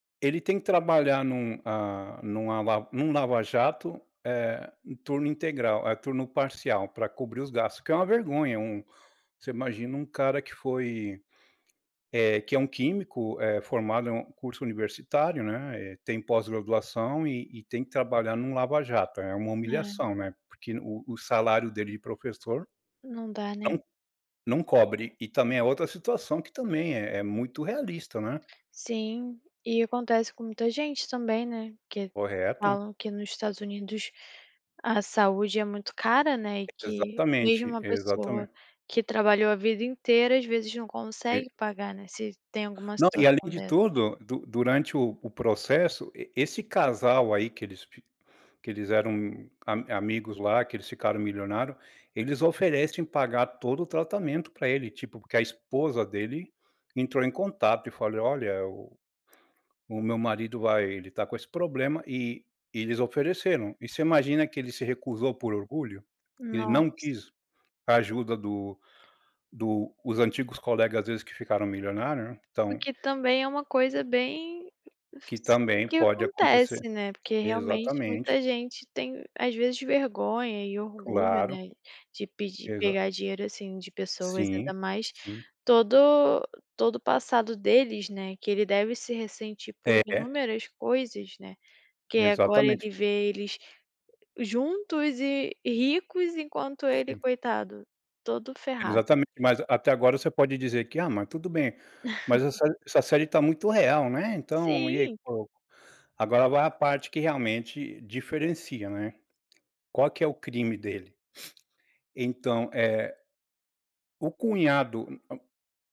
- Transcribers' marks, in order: tapping; other background noise; chuckle; unintelligible speech
- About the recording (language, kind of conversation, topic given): Portuguese, podcast, Que série você recomendaria para todo mundo?